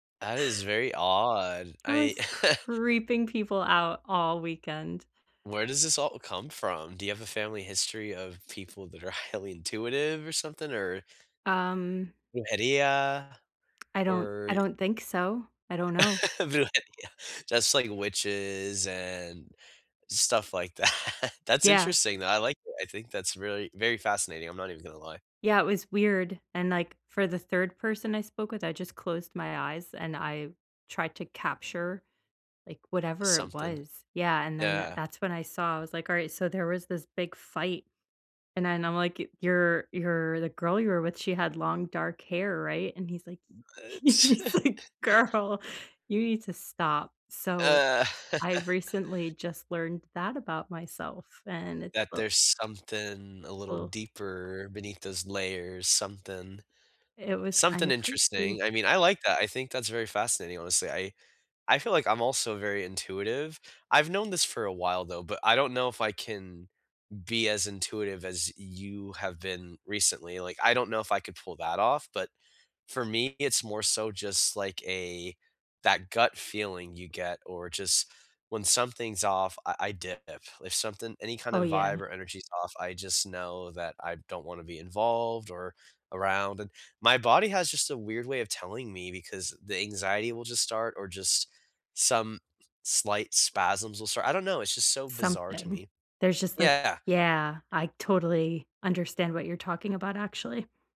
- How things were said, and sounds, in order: stressed: "creeping"; chuckle; in Spanish: "Brujería"; tsk; chuckle; laughing while speaking: "Brujería"; in Spanish: "Brujería"; laughing while speaking: "that"; laughing while speaking: "That's"; chuckle; laughing while speaking: "he's like, Girl"; chuckle; tapping; other background noise
- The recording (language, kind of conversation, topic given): English, unstructured, How can I act on something I recently learned about myself?
- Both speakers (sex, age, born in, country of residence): female, 35-39, United States, United States; male, 35-39, United States, United States